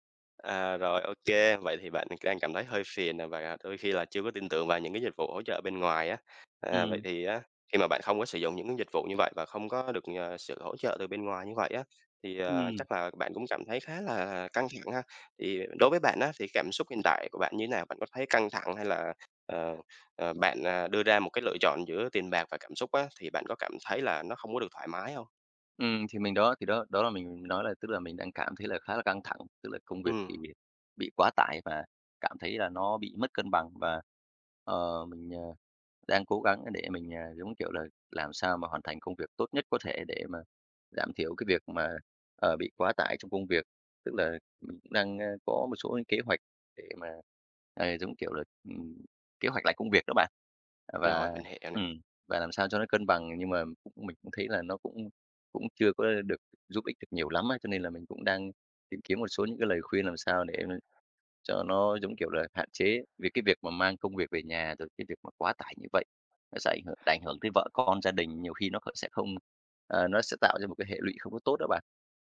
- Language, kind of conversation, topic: Vietnamese, advice, Làm thế nào để cân bằng giữa công việc và việc chăm sóc gia đình?
- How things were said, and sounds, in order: other background noise; "đang" said as "cang"; tapping